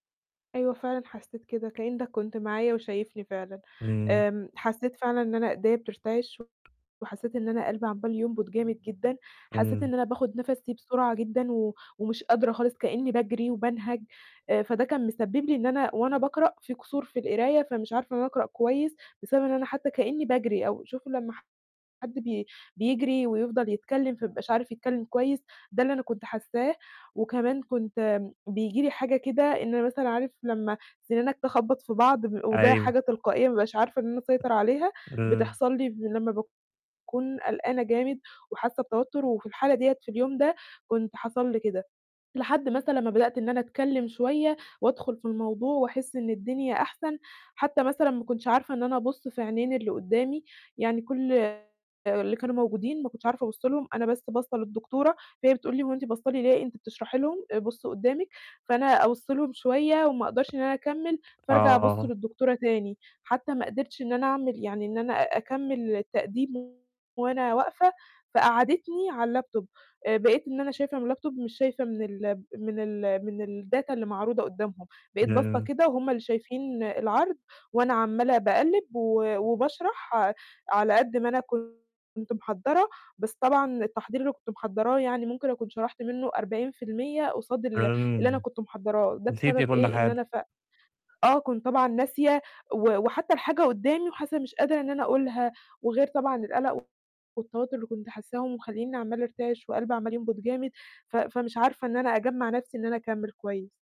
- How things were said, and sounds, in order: tapping; distorted speech; in English: "اللابتوب"; in English: "اللابتوب"; in English: "الdata"
- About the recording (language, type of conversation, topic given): Arabic, advice, إزاي أقدر أقلّل توتري وأنا بتكلم قدّام جمهور كبير؟